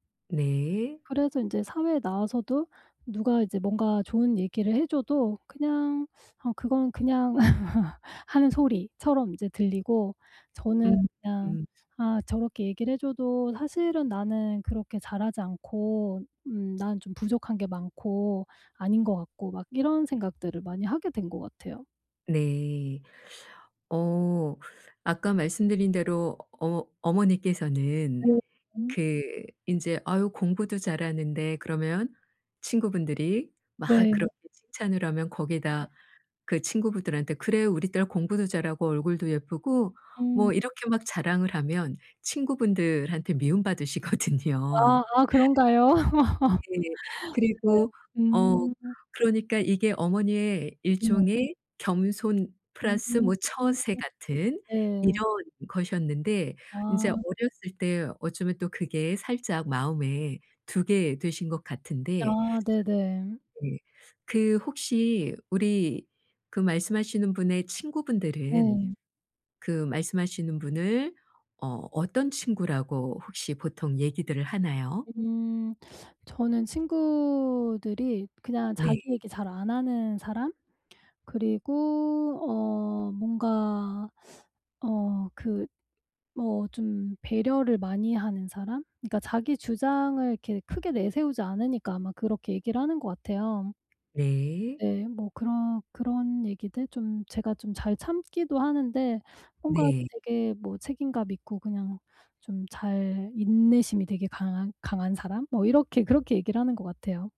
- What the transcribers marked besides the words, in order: laugh; unintelligible speech; laughing while speaking: "받으시거든요"; laugh; in English: "플러스"; teeth sucking; teeth sucking; tapping
- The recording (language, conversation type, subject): Korean, advice, 자기의심을 줄이고 자신감을 키우려면 어떻게 해야 하나요?